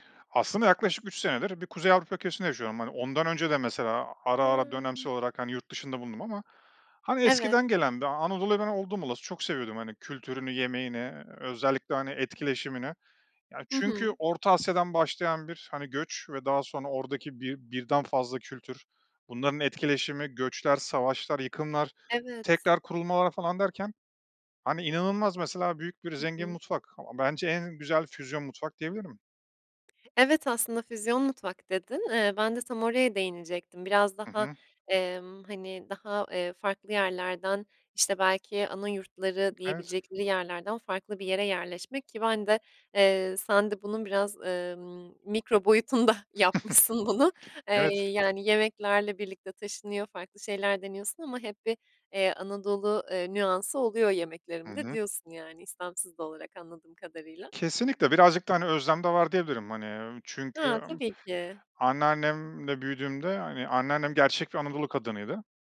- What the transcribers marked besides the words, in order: other background noise; tapping; laughing while speaking: "boyutunda yapmışsın bunu"; chuckle
- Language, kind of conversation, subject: Turkish, podcast, Yemek yapmayı hobi hâline getirmek isteyenlere ne önerirsiniz?